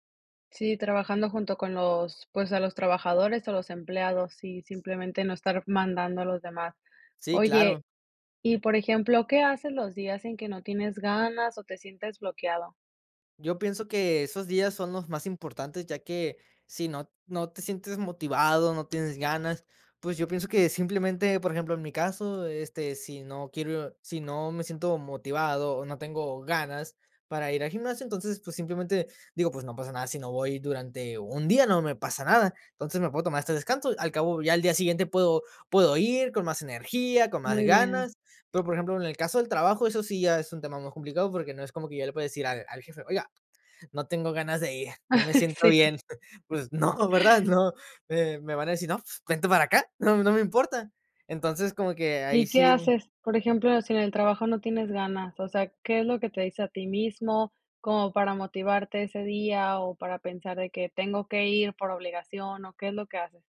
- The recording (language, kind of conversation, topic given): Spanish, podcast, ¿Qué hábitos diarios alimentan tu ambición?
- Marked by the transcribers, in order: other background noise; chuckle; laughing while speaking: "Sí"; chuckle; laughing while speaking: "no, ¿verdad?"